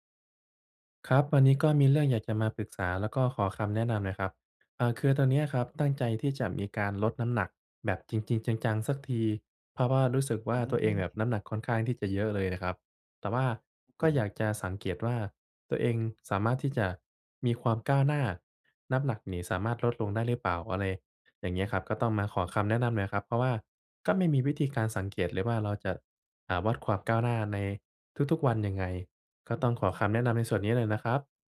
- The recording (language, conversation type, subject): Thai, advice, ฉันจะวัดความคืบหน้าเล็กๆ ในแต่ละวันได้อย่างไร?
- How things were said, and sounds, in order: none